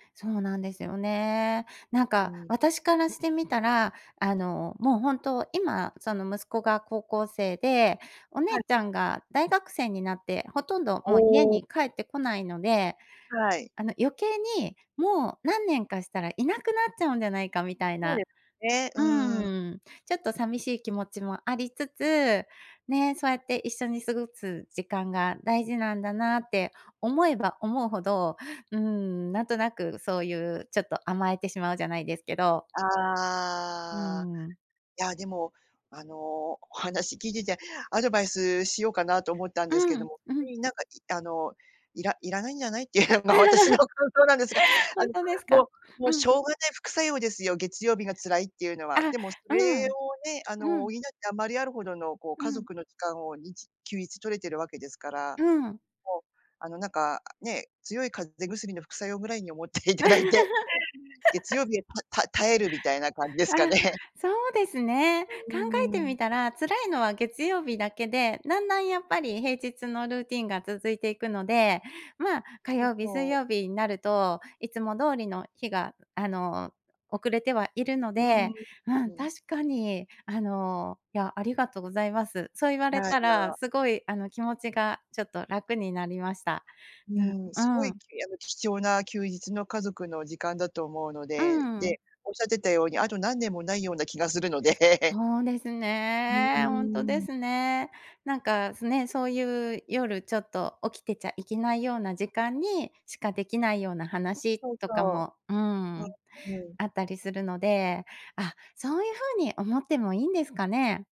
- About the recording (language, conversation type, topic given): Japanese, advice, 休日に生活リズムが乱れて月曜がつらい
- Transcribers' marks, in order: drawn out: "ああ"; laughing while speaking: "っていうのが私の感想なんですが、あのもう"; chuckle; laughing while speaking: "思っていただいて"; laugh; laughing while speaking: "感じですかね"; other background noise; laughing while speaking: "気がするので"